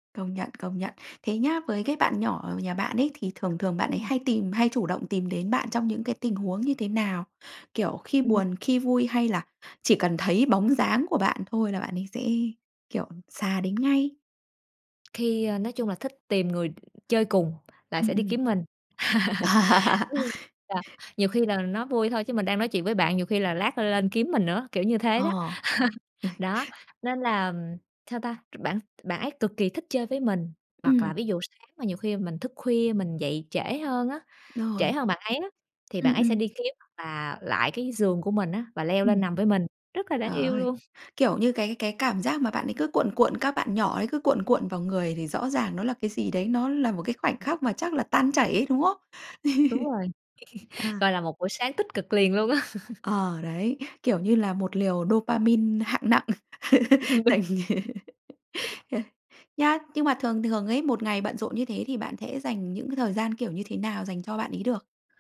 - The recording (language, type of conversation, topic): Vietnamese, podcast, Làm sao để nhận ra ngôn ngữ yêu thương của con?
- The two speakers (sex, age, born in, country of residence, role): female, 30-34, Vietnam, Vietnam, guest; female, 35-39, Vietnam, Vietnam, host
- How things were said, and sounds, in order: tapping; other background noise; laugh; chuckle; chuckle; laugh; laugh; laugh; unintelligible speech; "sẽ" said as "thẽ"